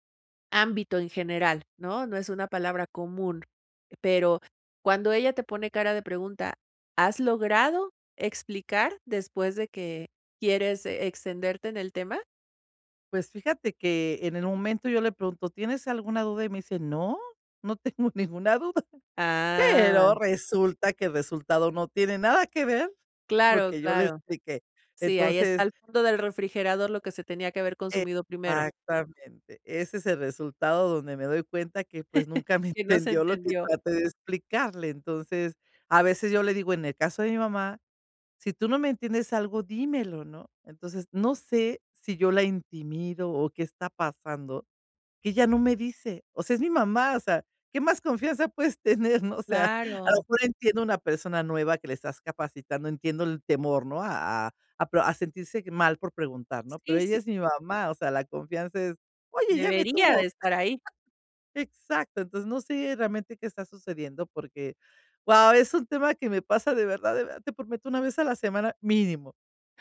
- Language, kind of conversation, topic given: Spanish, advice, ¿Qué puedo hacer para expresar mis ideas con claridad al hablar en público?
- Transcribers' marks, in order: laughing while speaking: "no tengo ninguna duda"; drawn out: "Ah"; chuckle; laughing while speaking: "puedes tener"; laugh